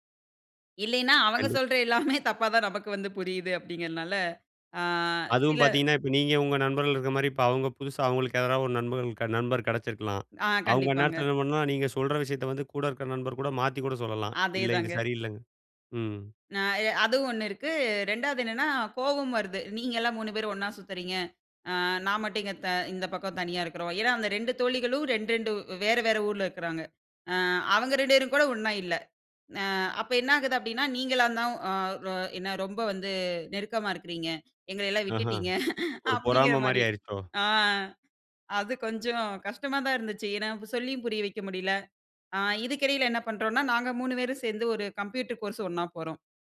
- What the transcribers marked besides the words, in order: laughing while speaking: "எல்லாமே"; drawn out: "ஆ"; other background noise; "எனக்கு" said as "என்ன"; laughing while speaking: "அப்பிடிங்கிறமாரி"
- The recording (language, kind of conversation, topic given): Tamil, podcast, நேசத்தை நேரில் காட்டுவது, இணையத்தில் காட்டுவதிலிருந்து எப்படி வேறுபடுகிறது?